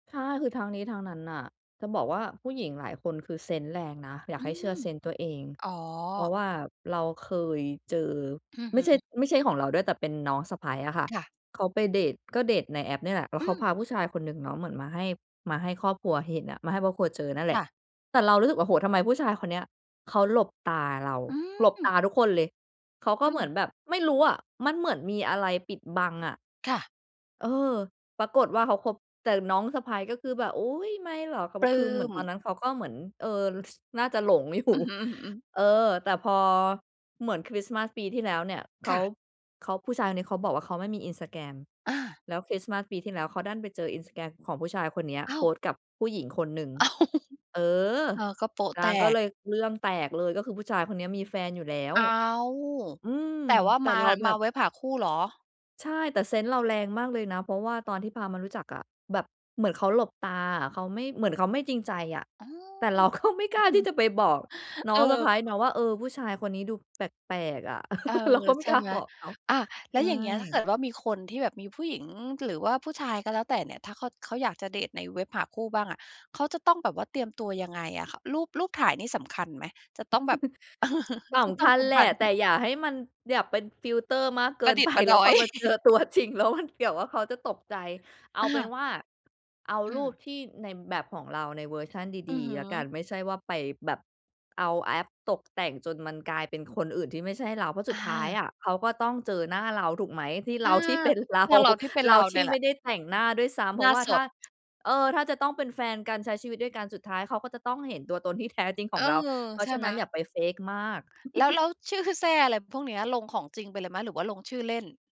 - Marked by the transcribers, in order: laughing while speaking: "อยู่"; laughing while speaking: "อ้าว"; stressed: "เออ"; chuckle; laughing while speaking: "เราก็ไม่กล้า"; chuckle; laughing while speaking: "ไป"; laughing while speaking: "ตัวจริง แล้วมัน"; chuckle; laughing while speaking: "ที่เป็นเรา"; in English: "fake"; chuckle
- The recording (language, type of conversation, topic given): Thai, podcast, คุณคิดอย่างไรเกี่ยวกับการออกเดทผ่านแอปเมื่อเทียบกับการเจอแบบธรรมชาติ?